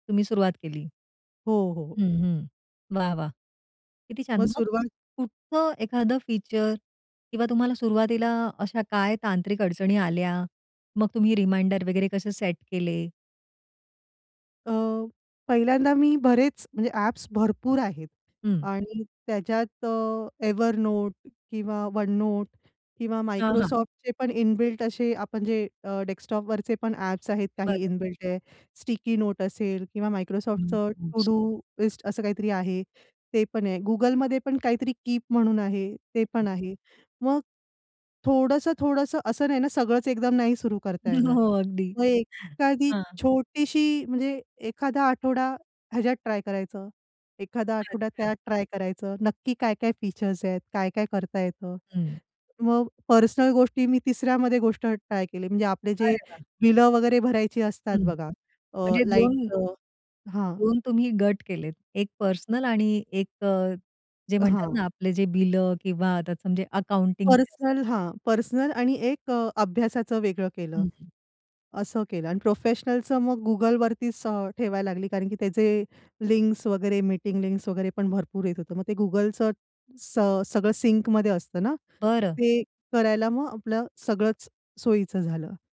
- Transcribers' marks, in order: other background noise; in English: "रिमाइंडर"; in English: "इन बिल्ट"; in English: "डेक्सटॉपवरचे"; "डेस्कटॉपवरचे" said as "डेक्सटॉपवरचे"; in English: "इन बिल्ट"; in English: "अकॅडमिक टूल्स"; laughing while speaking: "हो, हो. अगदी. हां"; tapping; in English: "अकाउंटिंगचे"; in English: "सिंकमध्ये"
- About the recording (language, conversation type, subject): Marathi, podcast, कुठल्या कामांची यादी तयार करण्याच्या अनुप्रयोगामुळे तुमचं काम अधिक सोपं झालं?